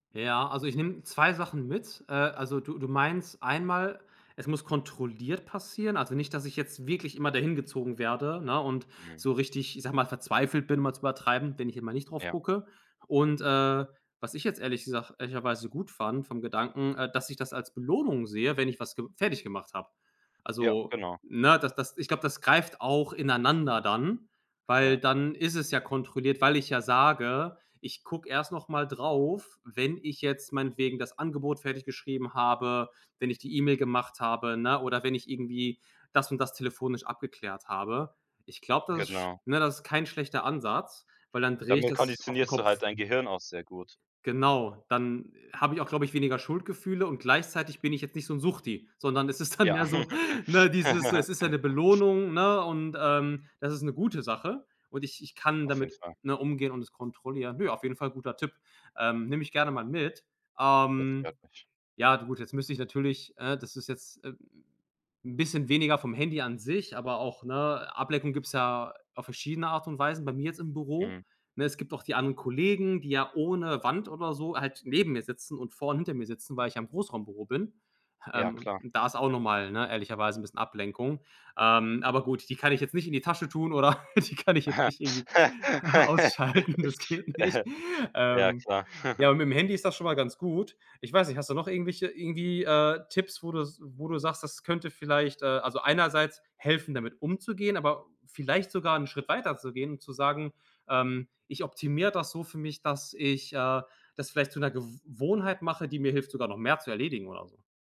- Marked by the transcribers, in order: laughing while speaking: "dann"; laugh; laughing while speaking: "die kann ich jetzt nicht irgendwie ausschalten. Das geht nicht"; laugh; chuckle
- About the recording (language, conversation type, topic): German, advice, Wie beeinträchtigen dich ständige Ablenkungen durch Handy und soziale Medien beim Konzentrieren?